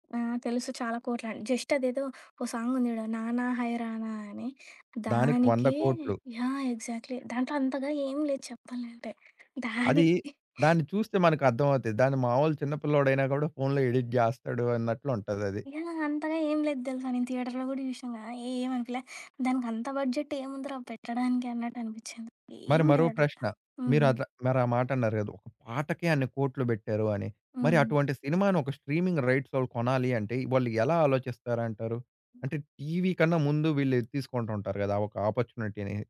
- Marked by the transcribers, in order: in English: "జస్ట్"; in English: "ఎగ్జాక్ట్‌లీ"; giggle; in English: "ఎడిట్"; in English: "థియేటర్‌లో"; in English: "బడ్జెట్"; other background noise; in English: "స్ట్రీమింగ్"; in English: "ఆపర్చునిటీని"
- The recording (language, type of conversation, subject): Telugu, podcast, స్ట్రీమింగ్ షోస్ టీవీని ఎలా మార్చాయి అనుకుంటారు?